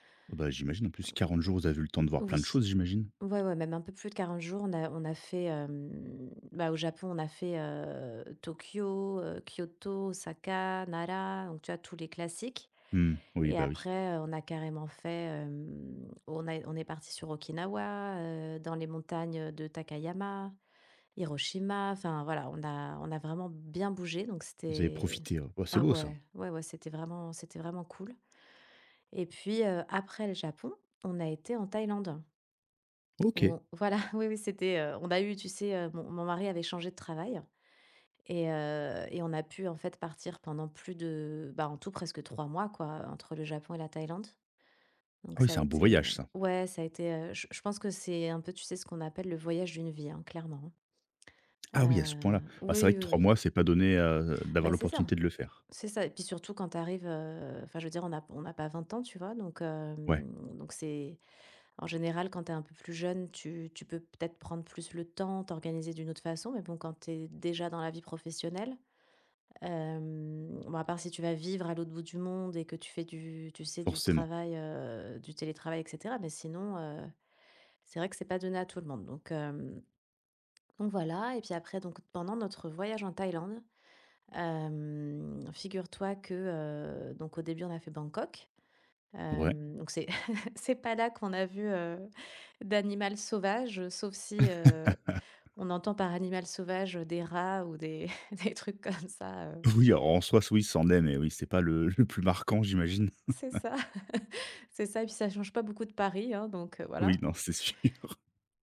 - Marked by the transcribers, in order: unintelligible speech; put-on voice: "Nara"; laughing while speaking: "voilà"; chuckle; laugh; laughing while speaking: "des trucs comme ça, heu"; laughing while speaking: "le"; tapping; laugh; laughing while speaking: "c'est sûr !"
- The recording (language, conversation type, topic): French, podcast, Peux-tu me raconter une rencontre inattendue avec un animal sauvage ?